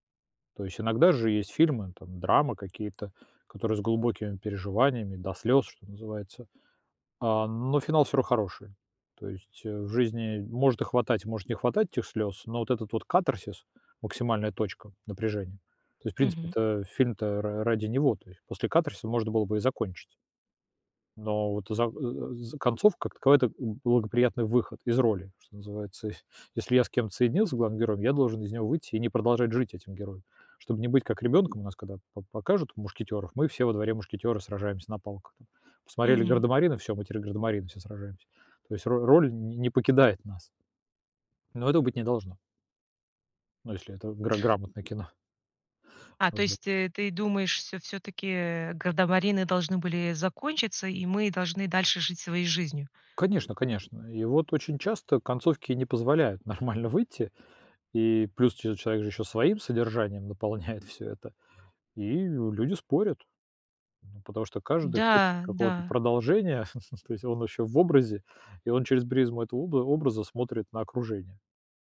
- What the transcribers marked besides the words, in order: "равно" said as "рно"; chuckle; chuckle; laughing while speaking: "нормально выйти"; chuckle
- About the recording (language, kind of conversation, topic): Russian, podcast, Почему концовки заставляют нас спорить часами?